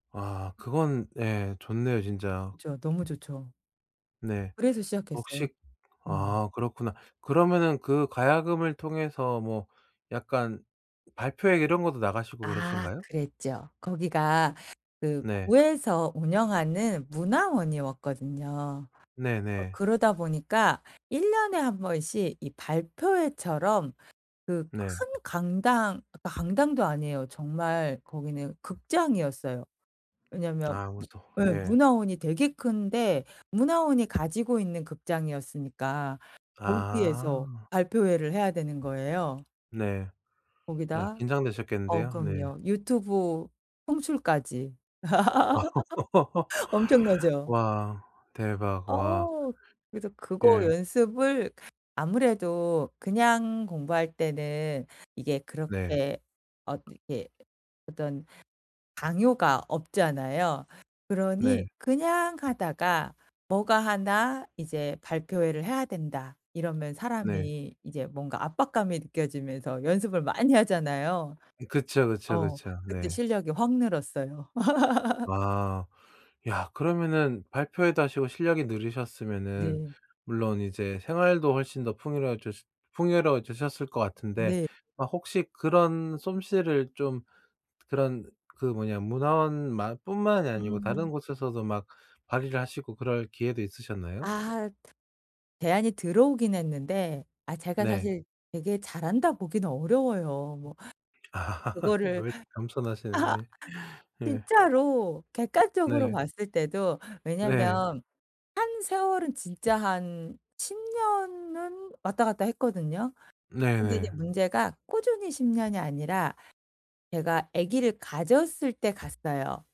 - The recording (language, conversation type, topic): Korean, podcast, 평생학습을 시작하게 된 계기는 무엇이었나요?
- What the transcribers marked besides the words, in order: other background noise; tapping; laugh; laugh; other noise; laugh; laugh